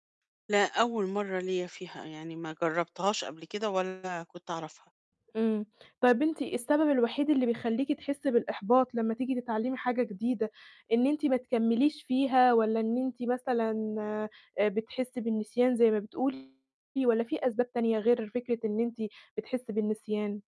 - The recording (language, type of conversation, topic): Arabic, advice, إزاي أتعلم مهارة جديدة من غير ما أحس بإحباط؟
- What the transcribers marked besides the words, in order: distorted speech